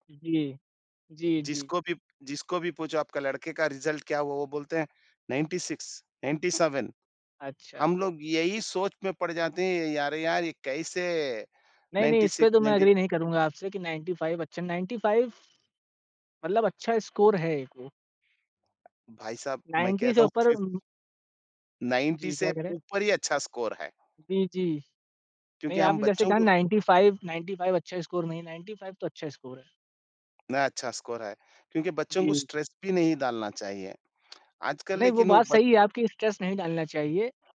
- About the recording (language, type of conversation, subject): Hindi, unstructured, दोस्तों के साथ बिताया गया आपका सबसे खास दिन कौन सा था?
- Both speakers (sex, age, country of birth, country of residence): male, 18-19, India, India; male, 30-34, India, India
- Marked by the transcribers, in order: in English: "रिज़ल्ट"; in English: "नाइन्टी सिक्स नाइन्टी सेवन"; tapping; in English: "नाइन्टी सिक्स नाइन्टी"; in English: "एग्री"; in English: "नाइन्टी फाइव"; in English: "नाइन्टी फाइव"; in English: "स्कोर"; in English: "नाइन्टी"; in English: "नाइन्टी"; in English: "स्कोर"; in English: "नाइन्टी फाइव नाइन्टी फाइव"; in English: "स्कोर"; in English: "नाइन्टी फाइव"; in English: "स्कोर"; in English: "स्कोर"; in English: "स्ट्रेस"; in English: "स्ट्रेस"